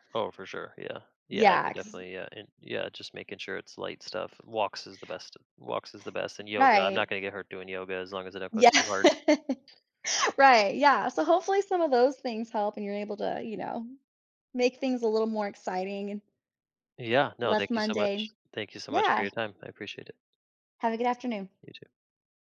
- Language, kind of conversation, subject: English, advice, How can I break my daily routine?
- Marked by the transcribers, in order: chuckle; other background noise